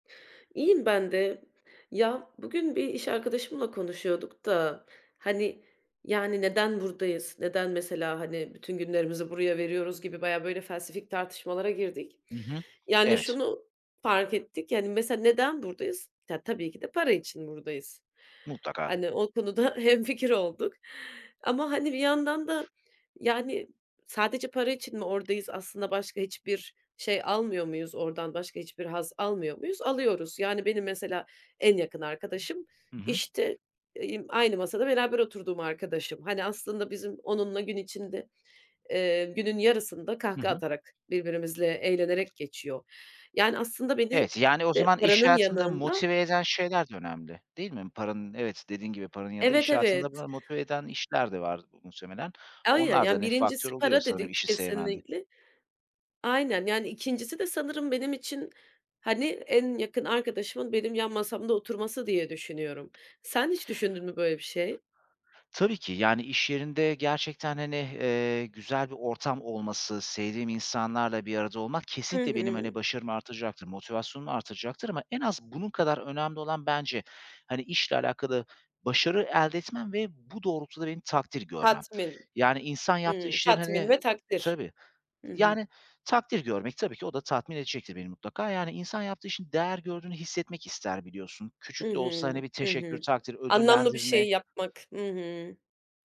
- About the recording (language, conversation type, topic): Turkish, unstructured, İş hayatında en çok neyi seviyorsun?
- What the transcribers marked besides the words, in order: tapping; other background noise; laughing while speaking: "konuda"; unintelligible speech